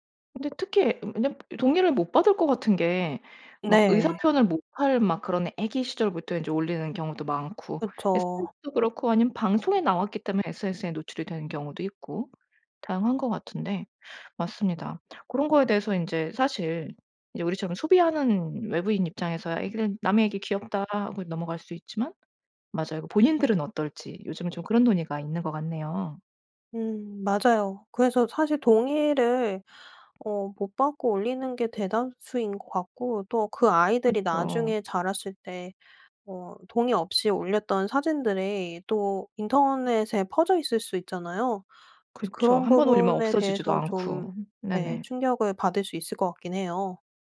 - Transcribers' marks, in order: tapping; other background noise
- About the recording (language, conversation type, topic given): Korean, podcast, 어린 시절부터 SNS에 노출되는 것이 정체성 형성에 영향을 줄까요?